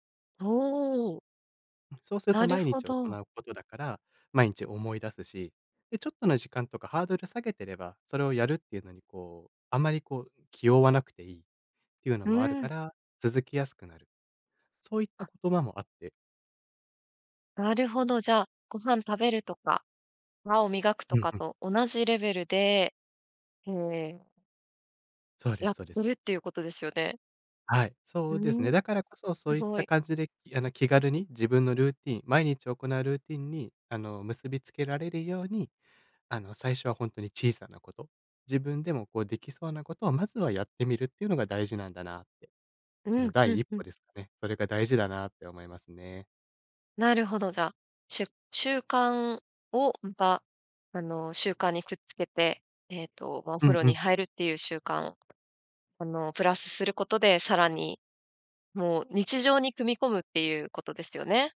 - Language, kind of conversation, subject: Japanese, podcast, 習慣を身につけるコツは何ですか？
- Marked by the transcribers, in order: none